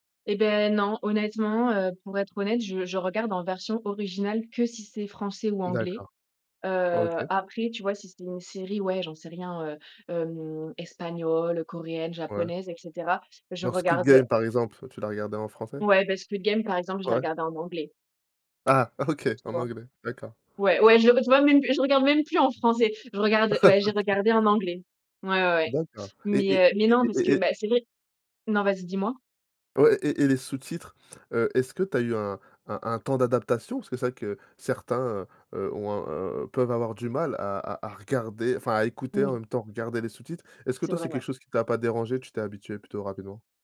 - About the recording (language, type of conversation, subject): French, podcast, Tu regardes les séries étrangères en version originale sous-titrée ou en version doublée ?
- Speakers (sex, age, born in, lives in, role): female, 25-29, France, France, guest; male, 30-34, France, France, host
- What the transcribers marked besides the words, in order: other background noise; drawn out: "Heu"; laughing while speaking: "OK"; laugh